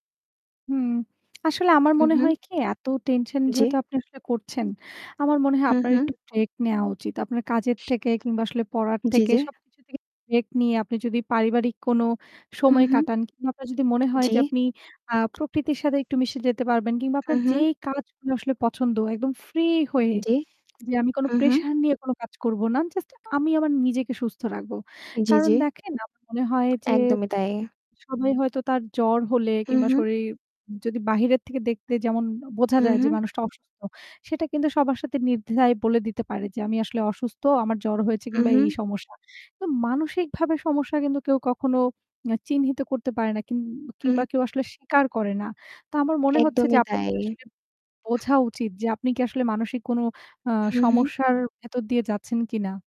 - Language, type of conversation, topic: Bengali, unstructured, কেন অনেক মানুষ মানসিক সমস্যাকে দুর্বলতার লক্ষণ বলে মনে করে?
- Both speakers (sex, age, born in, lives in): female, 20-24, Bangladesh, Bangladesh; female, 35-39, Bangladesh, Germany
- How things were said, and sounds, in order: tsk; distorted speech